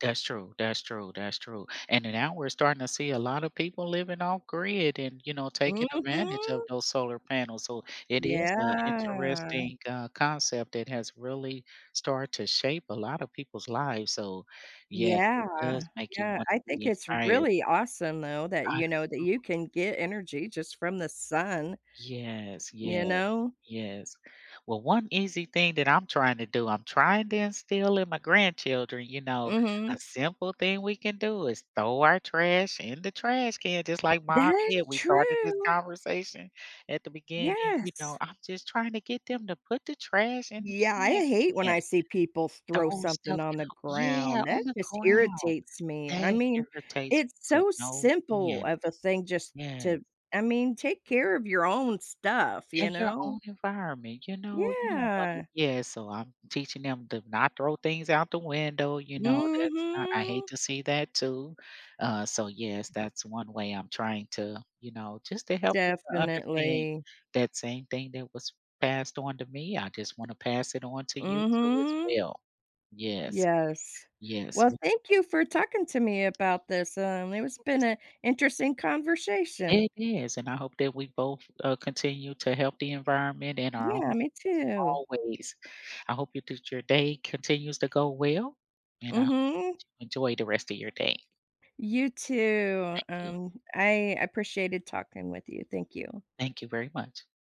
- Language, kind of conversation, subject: English, unstructured, What is a simple way anyone can help protect the environment?
- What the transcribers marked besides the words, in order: laughing while speaking: "Yeah"; unintelligible speech; other background noise; tapping; unintelligible speech